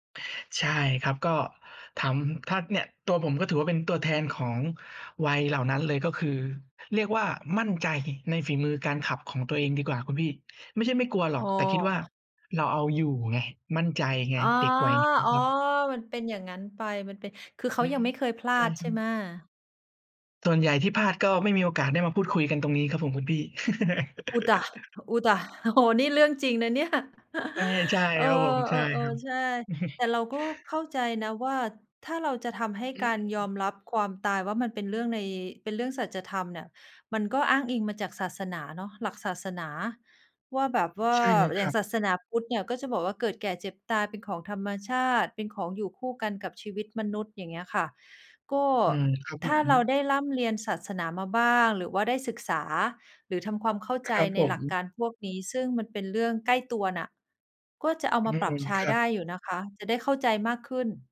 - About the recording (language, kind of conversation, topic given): Thai, unstructured, คุณคิดว่าการยอมรับความตายช่วยให้เราใช้ชีวิตได้ดีขึ้นไหม?
- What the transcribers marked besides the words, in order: laugh; laughing while speaking: "โอ้โฮ"; chuckle; chuckle